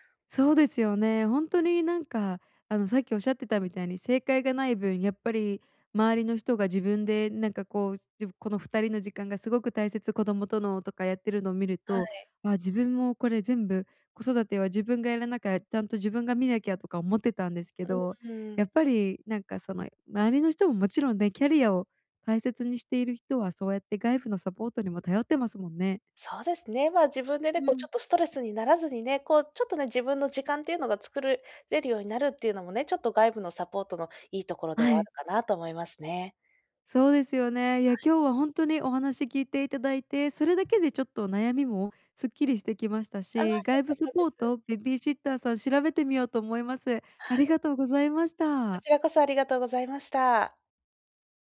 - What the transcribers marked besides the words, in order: other noise
- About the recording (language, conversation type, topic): Japanese, advice, 人生の優先順位を見直して、キャリアや生活でどこを変えるべきか悩んでいるのですが、どうすればよいですか？